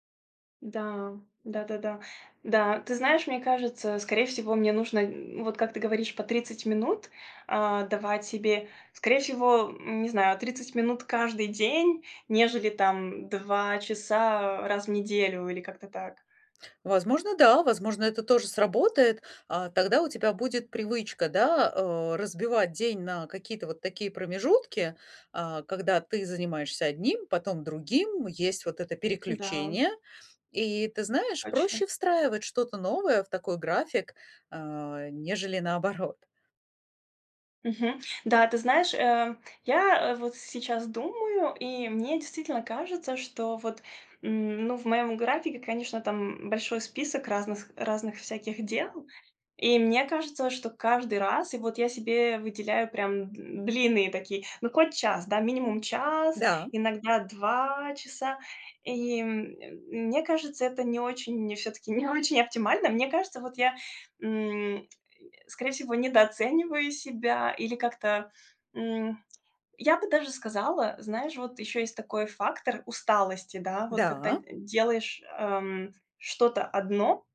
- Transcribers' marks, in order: other background noise; laughing while speaking: "не очень"
- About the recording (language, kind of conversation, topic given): Russian, advice, Как найти время для хобби при очень плотном рабочем графике?